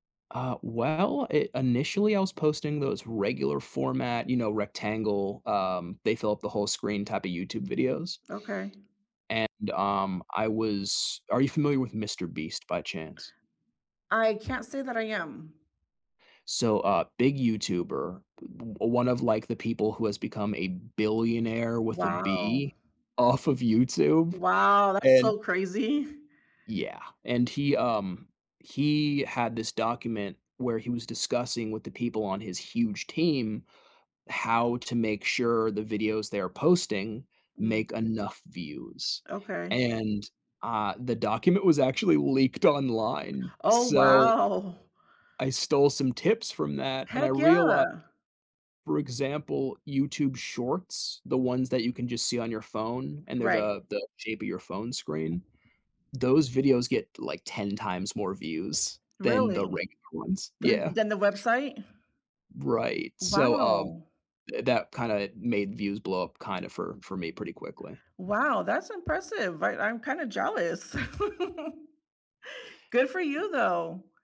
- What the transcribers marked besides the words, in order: tapping; other background noise; chuckle
- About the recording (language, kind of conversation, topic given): English, unstructured, What hobby makes you lose track of time?